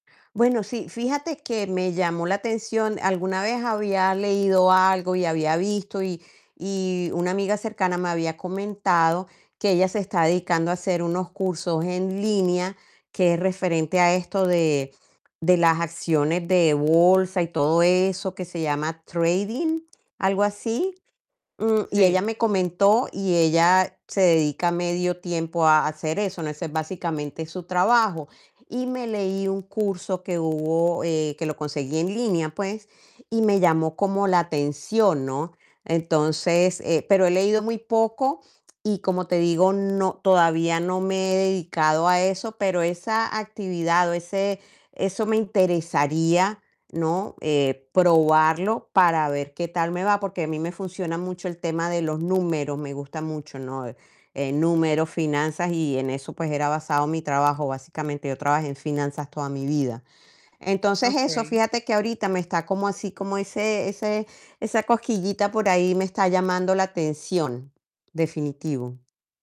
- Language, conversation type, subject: Spanish, advice, ¿Cómo te sientes con la jubilación y qué nuevas formas de identidad y rutina diaria estás buscando?
- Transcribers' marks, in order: static; tapping